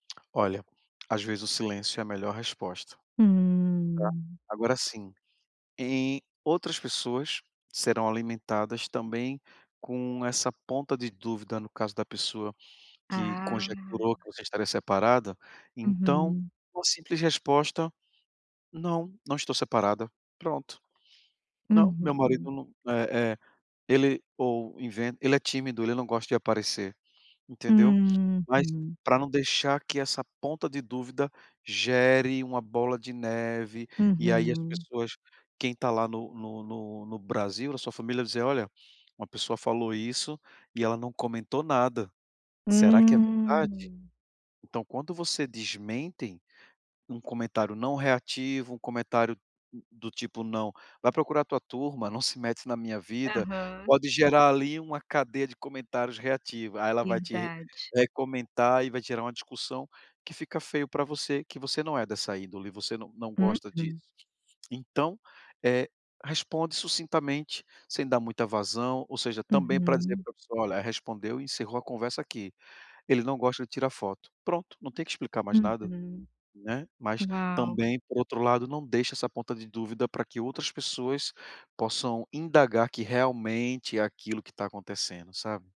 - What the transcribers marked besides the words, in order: tongue click
- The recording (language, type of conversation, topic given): Portuguese, advice, Como lidar com críticas e julgamentos nas redes sociais?